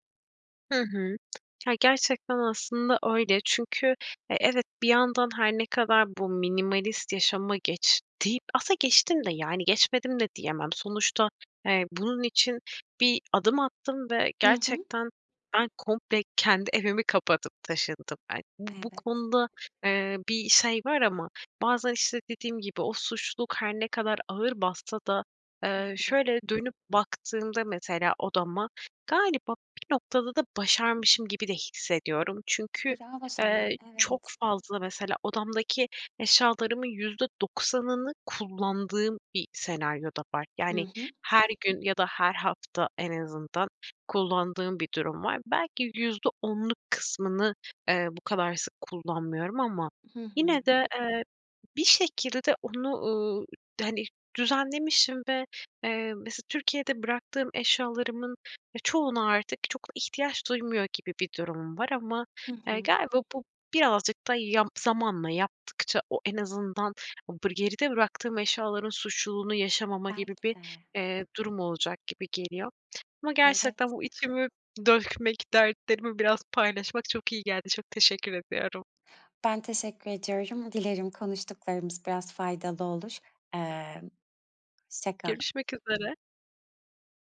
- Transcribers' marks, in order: lip smack; other background noise; laughing while speaking: "dökmek"
- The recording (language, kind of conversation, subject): Turkish, advice, Minimalizme geçerken eşyaları elden çıkarırken neden suçluluk hissediyorum?